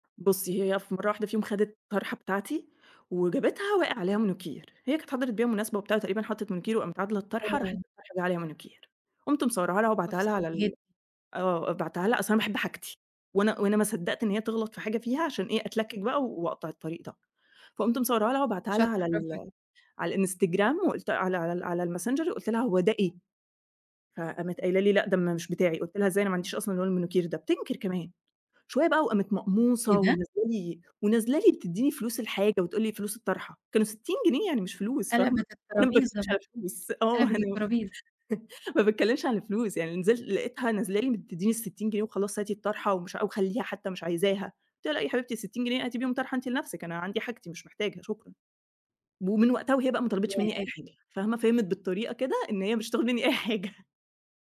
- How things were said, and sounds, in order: laughing while speaking: "آه، أنا ما باتكلمش عن الفلوس"; chuckle; laughing while speaking: "هي مش هتاخد مني أي حاجة"
- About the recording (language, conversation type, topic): Arabic, podcast, إزاي أتعلم أقول «لأ» من غير ما أحس بالذنب؟